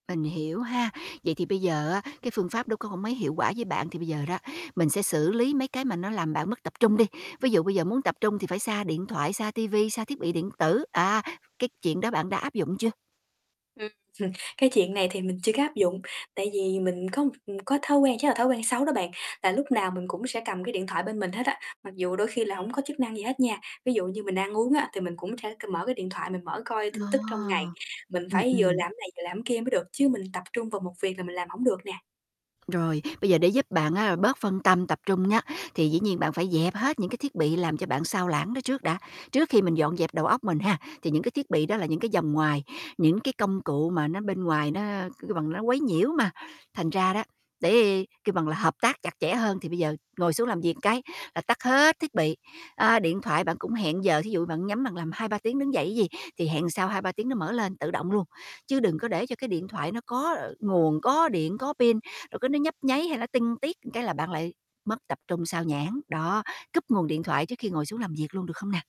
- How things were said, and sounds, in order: tapping; distorted speech; horn; other background noise; static
- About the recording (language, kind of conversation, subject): Vietnamese, advice, Làm sao để tôi ghép các việc hợp lý nhằm tập trung lâu hơn và làm việc hiệu quả hơn?
- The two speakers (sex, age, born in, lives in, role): female, 25-29, Vietnam, Vietnam, user; female, 45-49, Vietnam, United States, advisor